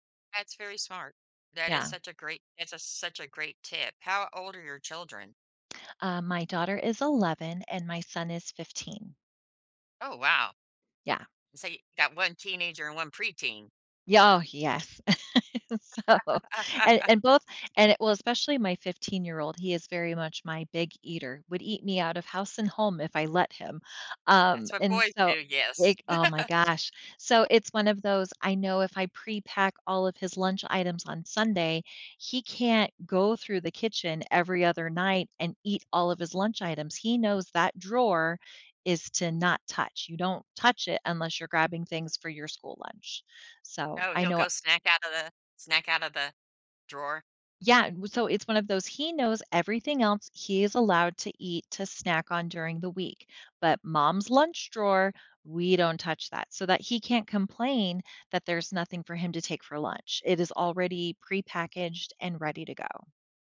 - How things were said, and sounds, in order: chuckle; laughing while speaking: "So"; laugh; laugh; other background noise
- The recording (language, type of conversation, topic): English, unstructured, How can I tweak my routine for a rough day?